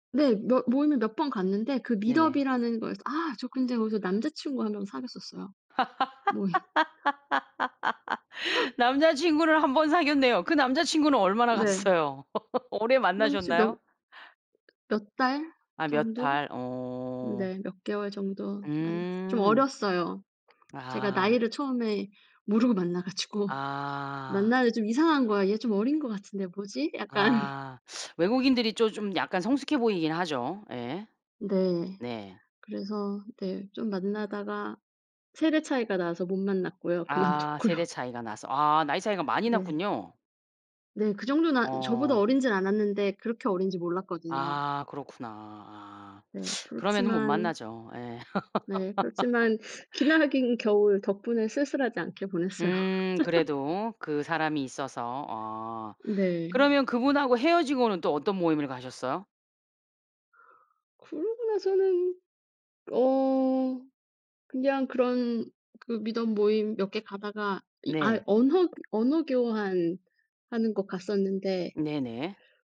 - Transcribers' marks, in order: put-on voice: "Meetup이라는"; laugh; laughing while speaking: "모임"; gasp; laughing while speaking: "갔어요?"; laugh; other background noise; laughing while speaking: "모르고 만나 가지고"; laughing while speaking: "약간"; teeth sucking; laughing while speaking: "그만뒀고요"; "어리진" said as "어린진"; teeth sucking; laugh; laughing while speaking: "기나긴"; laughing while speaking: "보냈어요"; laugh; put-on voice: "Meetup"
- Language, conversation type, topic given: Korean, podcast, 새로운 도시로 이사했을 때 사람들은 어떻게 만나나요?